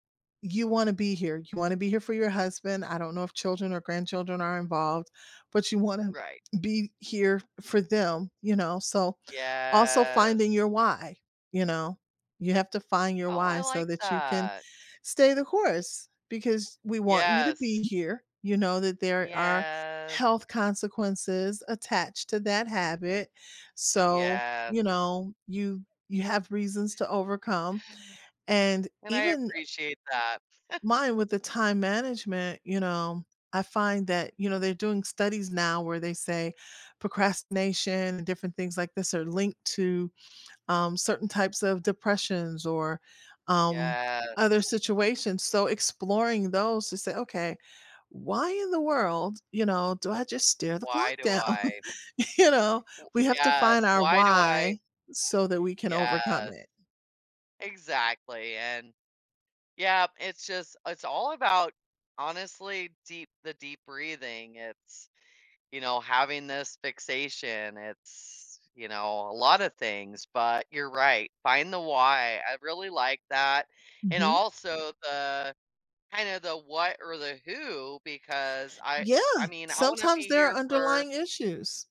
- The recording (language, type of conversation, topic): English, unstructured, How do habits shape our daily lives and personal growth?
- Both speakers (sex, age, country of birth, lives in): female, 45-49, United States, United States; female, 55-59, United States, United States
- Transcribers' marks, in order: drawn out: "Yes"; other background noise; chuckle; laughing while speaking: "down? You know?"